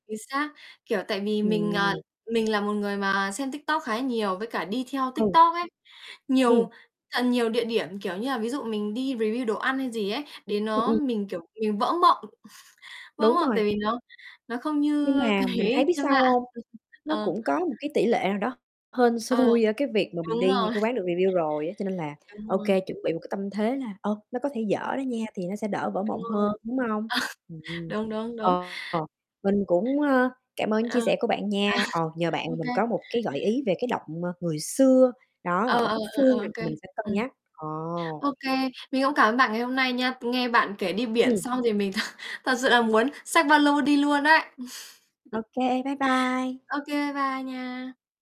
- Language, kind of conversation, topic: Vietnamese, unstructured, Chuyến đi nào khiến bạn cảm thấy hạnh phúc nhất?
- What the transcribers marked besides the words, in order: other background noise; static; in English: "review"; unintelligible speech; tapping; chuckle; laughing while speaking: "cái"; laughing while speaking: "xui"; distorted speech; in English: "review"; chuckle; chuckle; laughing while speaking: "thật"; chuckle